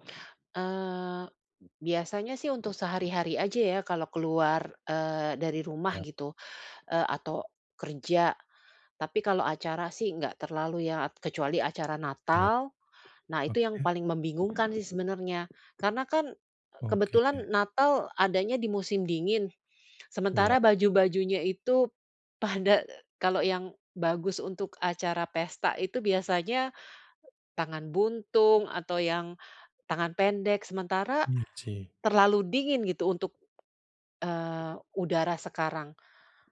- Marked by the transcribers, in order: other background noise; tapping
- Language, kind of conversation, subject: Indonesian, advice, Bagaimana cara memilih pakaian yang cocok dan nyaman untuk saya?